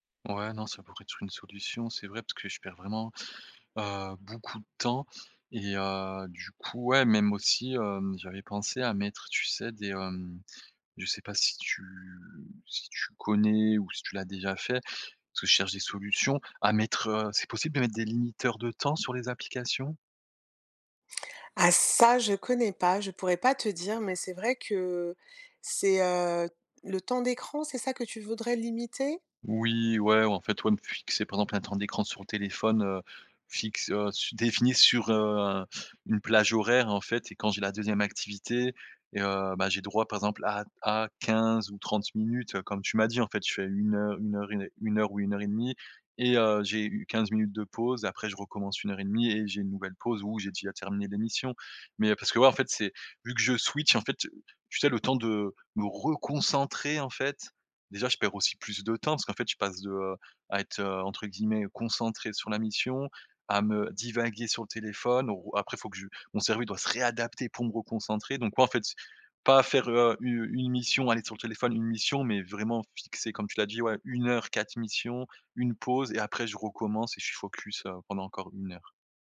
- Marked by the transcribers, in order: tapping; other background noise; in English: "switch"; stressed: "reconcentrer"; stressed: "réadapter"
- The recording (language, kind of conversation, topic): French, advice, Comment réduire les distractions numériques pendant mes heures de travail ?
- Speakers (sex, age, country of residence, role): female, 50-54, France, advisor; male, 30-34, France, user